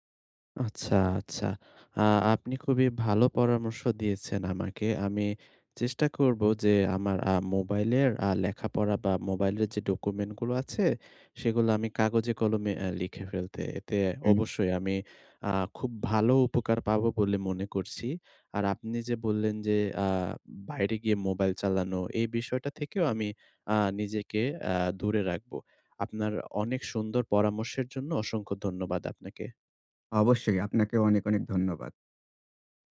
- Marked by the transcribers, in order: none
- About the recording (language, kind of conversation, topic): Bengali, advice, আমি কীভাবে ট্রিগার শনাক্ত করে সেগুলো বদলে ক্ষতিকর অভ্যাস বন্ধ রাখতে পারি?